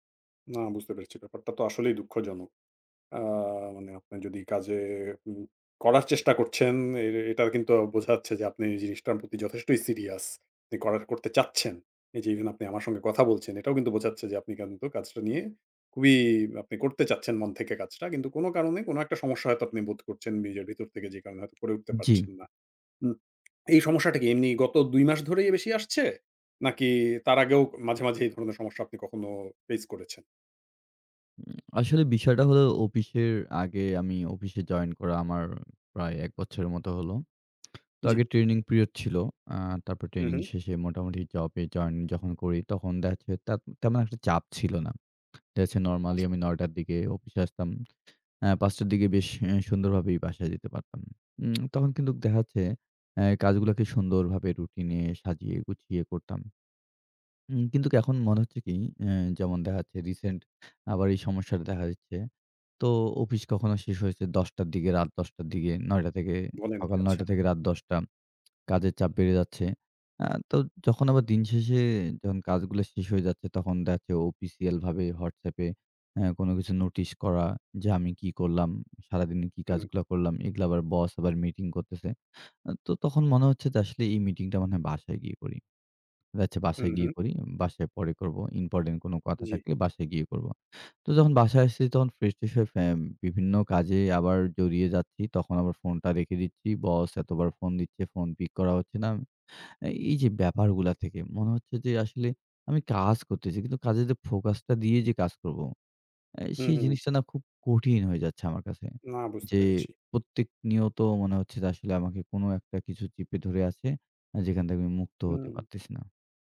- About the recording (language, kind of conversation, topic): Bengali, advice, কাজের সময় ঘন ঘন বিঘ্ন হলে মনোযোগ ধরে রাখার জন্য আমি কী করতে পারি?
- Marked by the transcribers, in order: lip smack; tsk; "কিন্তু" said as "কিন্তুক"